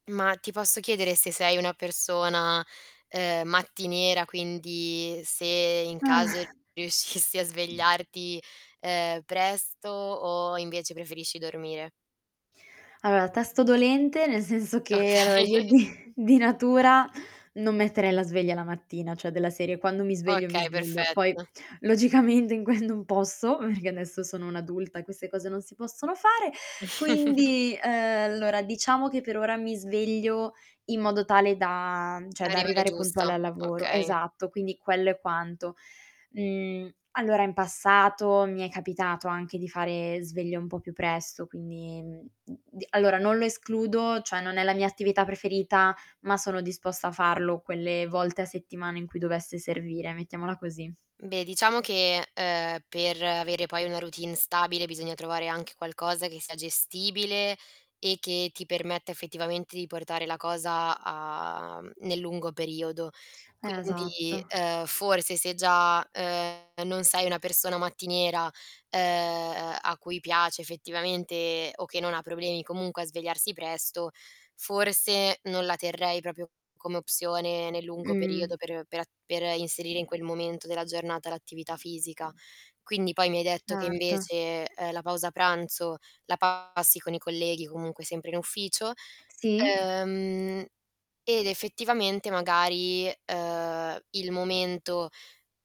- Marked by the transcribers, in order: other background noise; static; tapping; sigh; distorted speech; laughing while speaking: "Okay"; other noise; laughing while speaking: "di"; laughing while speaking: "logicamente, in que"; chuckle; "cioè" said as "ceh"; drawn out: "a"; "proprio" said as "propio"
- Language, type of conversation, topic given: Italian, advice, Come gestisci pause e movimento durante lunghe giornate di lavoro sedentarie?